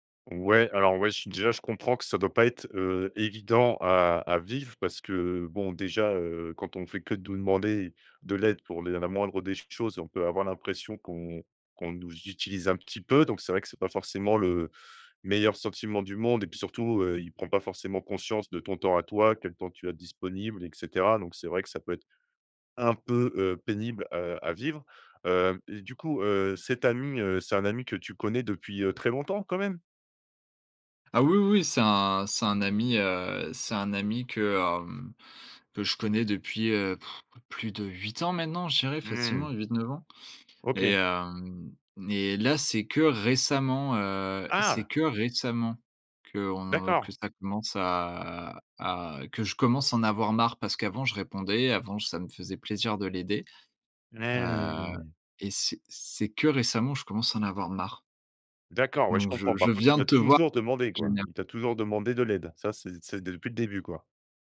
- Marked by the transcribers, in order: stressed: "toujours"
- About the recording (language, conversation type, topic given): French, advice, Comment poser des limites à un ami qui te demande trop de temps ?